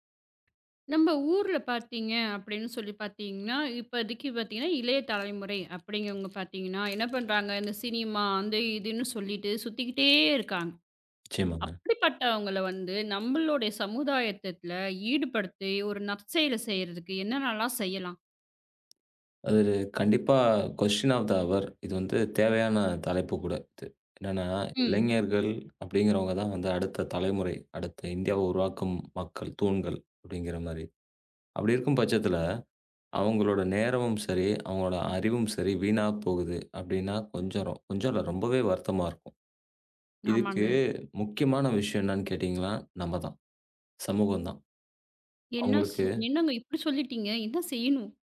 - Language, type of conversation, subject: Tamil, podcast, இளைஞர்களை சமுதாயத்தில் ஈடுபடுத்த என்ன செய்யலாம்?
- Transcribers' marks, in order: other noise; drawn out: "சுத்திக்கிட்டே"; in English: "கொஸ்டியன் ஆஃப் த ஃஹவர்"; "கொஞ்சம்" said as "கொஞ்சறம்"